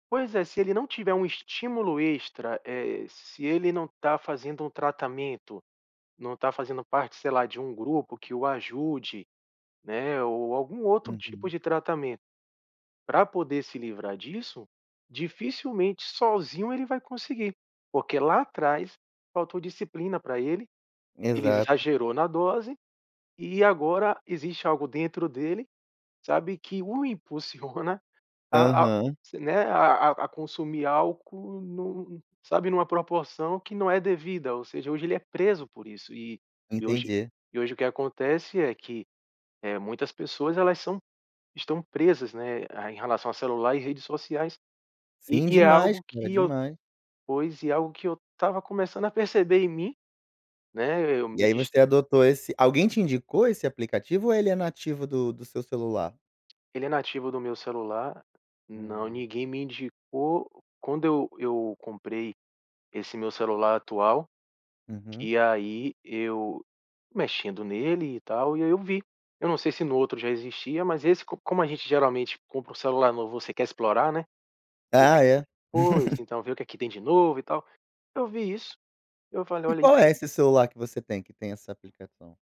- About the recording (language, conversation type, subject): Portuguese, podcast, Como você evita distrações no celular enquanto trabalha?
- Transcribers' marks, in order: tapping; unintelligible speech; laugh